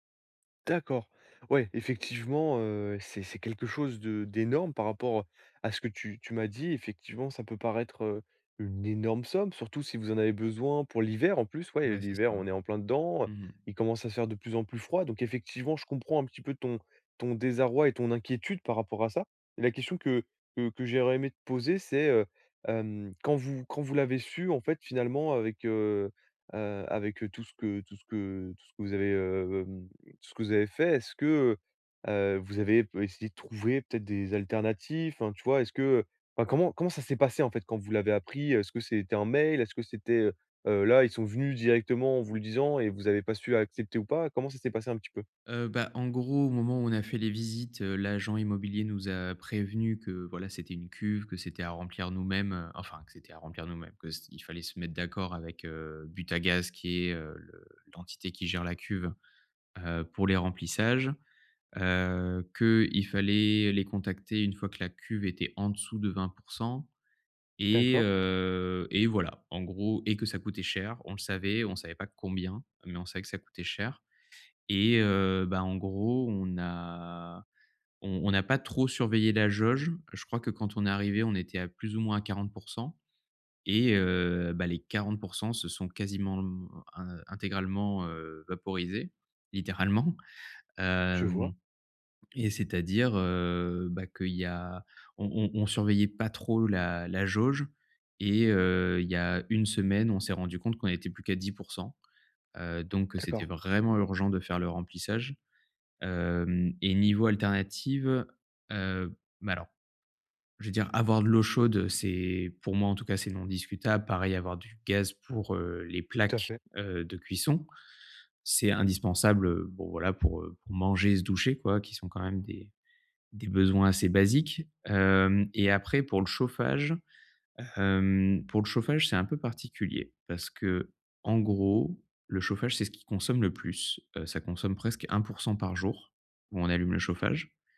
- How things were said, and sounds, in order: laughing while speaking: "littéralement"; stressed: "vraiment"
- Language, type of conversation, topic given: French, advice, Comment gérer une dépense imprévue sans sacrifier l’essentiel ?